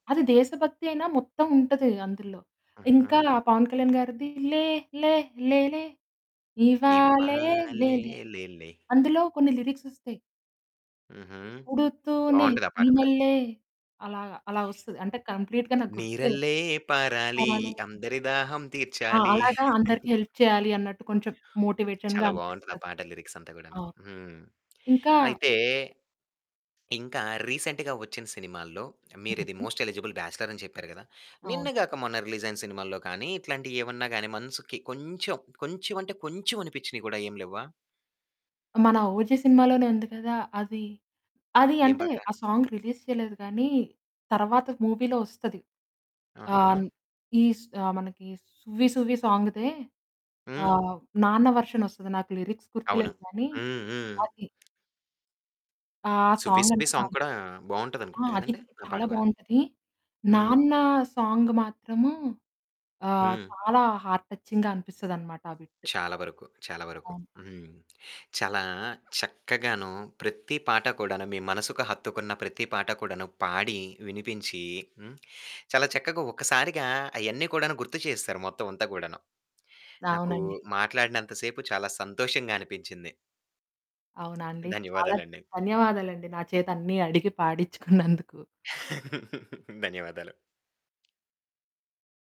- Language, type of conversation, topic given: Telugu, podcast, ఏ పాటలు మీకు ప్రశాంతతను కలిగిస్తాయి?
- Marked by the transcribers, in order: "ఇంకా" said as "ఇంకాల"; singing: "లే లే లే లే, ఇవ్వాలే లేలే"; singing: "ఇవ్వాలే లే లే"; singing: "పుడుతూనే ఈనెల్లే"; distorted speech; other background noise; singing: "నీరల్లే పారాలి అందరి దాహం తీర్చాలి"; in English: "కంప్లీట్‌గా"; chuckle; in English: "హెల్ప్"; in English: "మోటివేషన్‌గా"; in English: "రీసెంట్‌గా"; in English: "మోస్ట్ ఎలిజిబుల్ బ్యాచ్‌లర్"; in English: "సాంగ్ రిలీజ్"; in English: "లిరిక్స్"; in English: "సాంగ్"; in English: "సాంగ్"; in English: "హార్ట్ టచింగ్‌గా"; in English: "బిట్"; chuckle